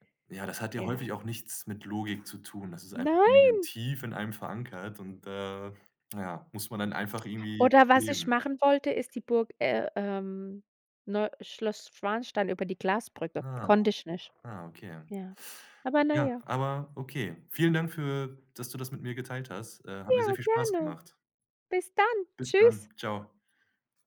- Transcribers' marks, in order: put-on voice: "Nein"
- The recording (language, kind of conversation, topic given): German, podcast, Wie unterscheidest du Bauchgefühl von bloßer Angst?